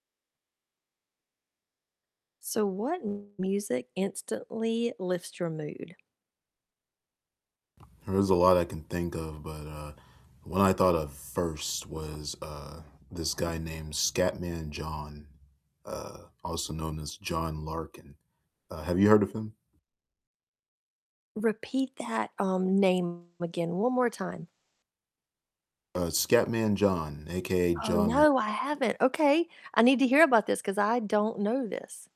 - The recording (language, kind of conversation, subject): English, unstructured, What music instantly lifts your mood?
- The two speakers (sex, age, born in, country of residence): female, 50-54, United States, United States; male, 20-24, United States, United States
- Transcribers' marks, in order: distorted speech; other background noise